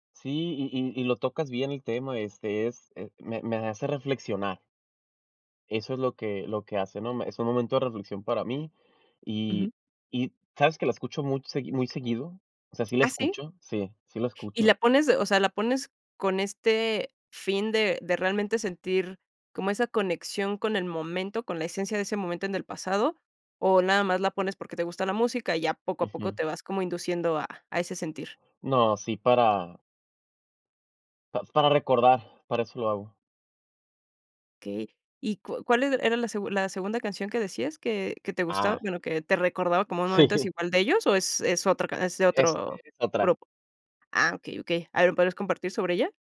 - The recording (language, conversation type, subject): Spanish, podcast, ¿Qué canción te devuelve a una época concreta de tu vida?
- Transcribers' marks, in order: laughing while speaking: "Sí"